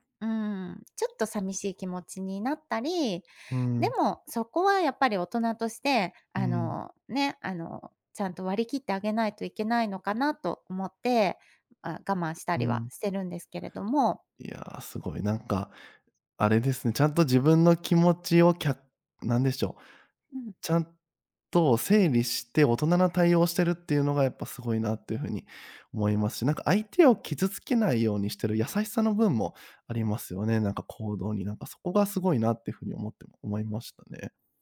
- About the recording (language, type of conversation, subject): Japanese, advice, 共通の友達との関係をどう保てばよいのでしょうか？
- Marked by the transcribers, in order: none